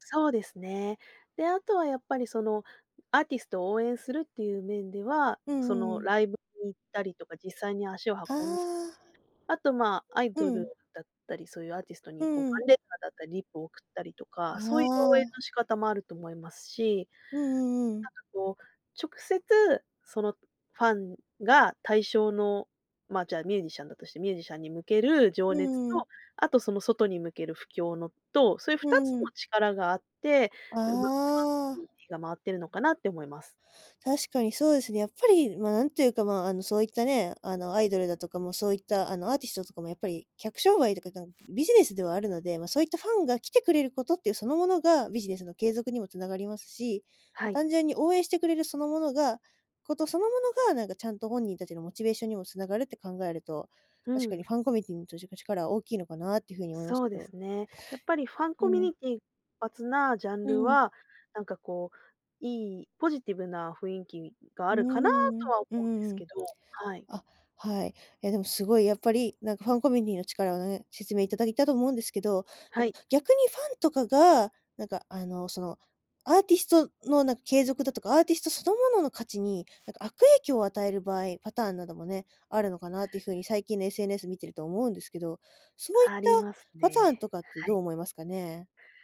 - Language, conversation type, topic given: Japanese, podcast, ファンコミュニティの力、どう捉えていますか？
- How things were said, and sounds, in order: other background noise; unintelligible speech; "コミュニティー" said as "コミティン"; "コミュニティー" said as "コミニティー"